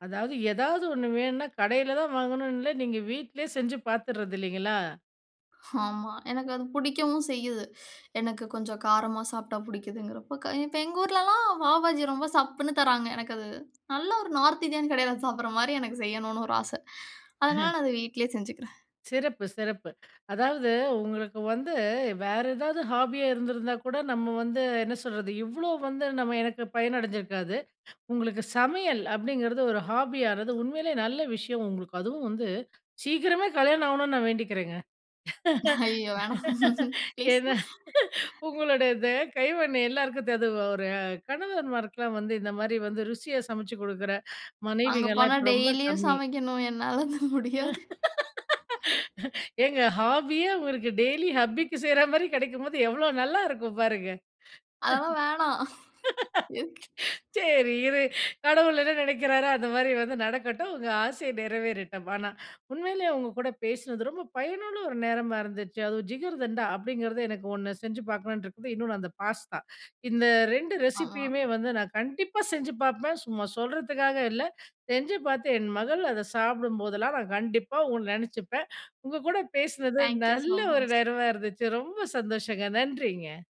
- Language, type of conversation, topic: Tamil, podcast, சமையல் அல்லது அடுப்பில் சுட்டுப் பொரியல் செய்வதை மீண்டும் ஒரு பொழுதுபோக்காகத் தொடங்க வேண்டும் என்று உங்களுக்கு எப்படி எண்ணம் வந்தது?
- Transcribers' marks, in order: laughing while speaking: "ஐயயோ வேணாம்! ப்ளீஸ்"; laugh; laughing while speaking: "என்னால அது முடியாது"; laugh; laughing while speaking: "ஏங்க ஹாபியே, உங்களுக்கு டெய்லி ஹப்பிக்கு செய்ற மாரி கெடைக்கும்போது, எவ்வளவு நல்லா இருக்கும் பாருங்க"; other background noise; laugh; in English: "தாங்க் யூ சோ மச்"